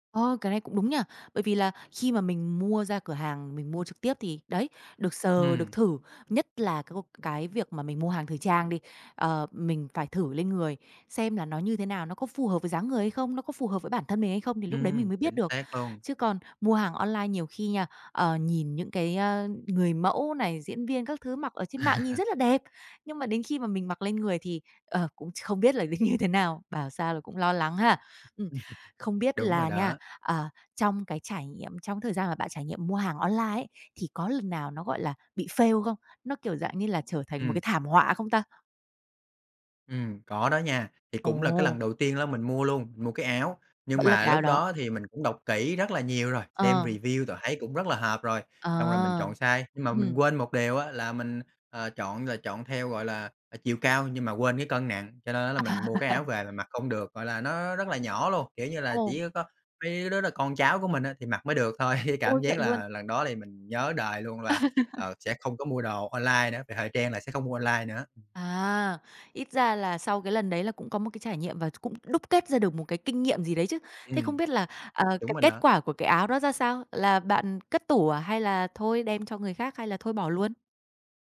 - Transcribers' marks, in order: tapping; laugh; laughing while speaking: "nó như"; laugh; in English: "fail"; in English: "review"; laugh; laughing while speaking: "thôi"; laugh; other noise
- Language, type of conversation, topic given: Vietnamese, podcast, Bạn có thể chia sẻ trải nghiệm mua sắm trực tuyến của mình không?
- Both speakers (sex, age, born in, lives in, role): female, 30-34, Vietnam, Vietnam, host; male, 30-34, Vietnam, Vietnam, guest